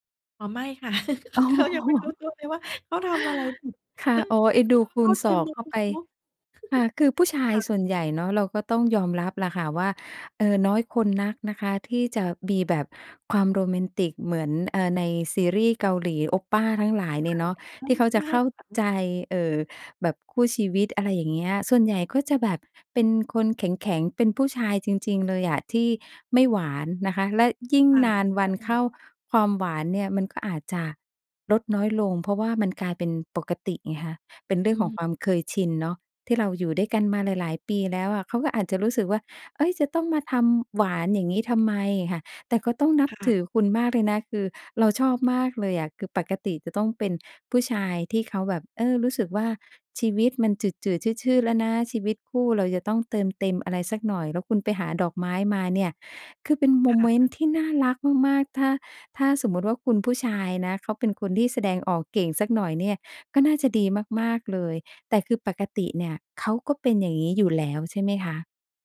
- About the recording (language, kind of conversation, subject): Thai, advice, ฉันควรรักษาสมดุลระหว่างความเป็นตัวเองกับคนรักอย่างไรเพื่อให้ความสัมพันธ์มั่นคง?
- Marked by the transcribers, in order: laugh; laughing while speaking: "อ๋อ"; joyful: "เขายังไม่รู้ตัวเลยว่า เขาทำอะไรผิด ซึ่ง ซึ่งเข้าใจมุม เนาะ"; chuckle; in Korean: "오빠"; other background noise